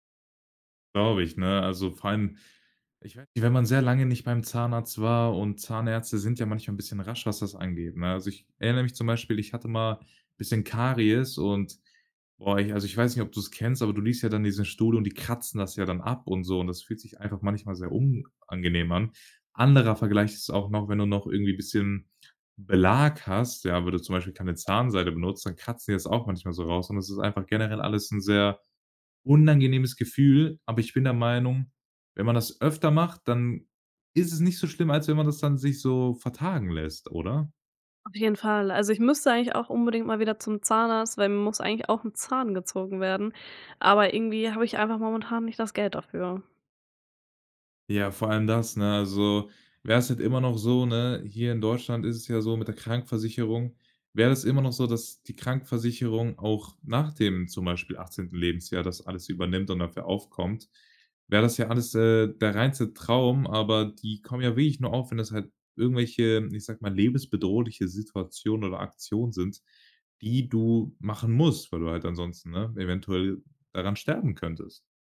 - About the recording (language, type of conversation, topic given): German, podcast, Kannst du von einer Situation erzählen, in der du etwas verlernen musstest?
- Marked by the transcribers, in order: none